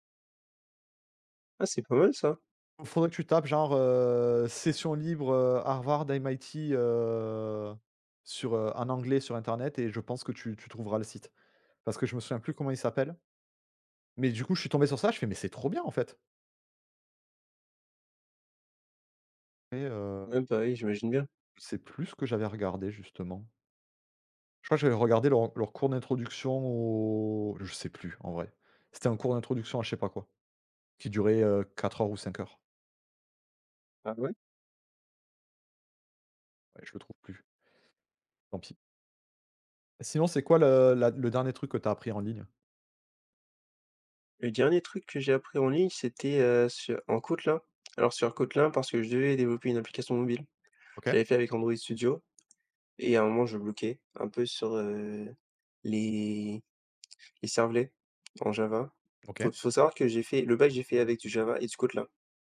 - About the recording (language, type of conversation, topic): French, unstructured, Comment la technologie change-t-elle notre façon d’apprendre aujourd’hui ?
- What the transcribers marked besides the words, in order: drawn out: "heu"; drawn out: "au"